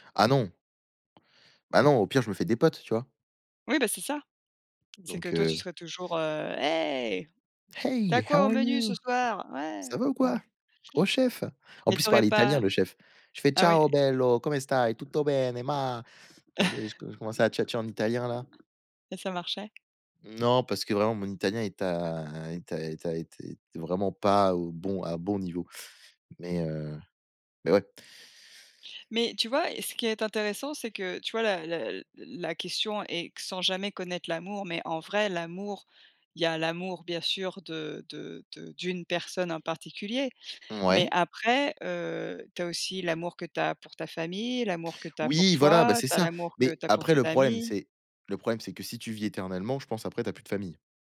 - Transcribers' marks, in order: tapping; put-on voice: "Hey, how are you ? Ça va ou quoi ? Oh chef !"; in English: "Hey, how are you ?"; put-on voice: "ciao bello, come stai ? Tutto bene, ma"; in Italian: "ciao bello, come stai ? Tutto bene, ma"; other background noise; chuckle
- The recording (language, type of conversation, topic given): French, unstructured, Seriez-vous prêt à vivre éternellement sans jamais connaître l’amour ?
- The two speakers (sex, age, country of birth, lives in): female, 40-44, France, United States; male, 20-24, France, France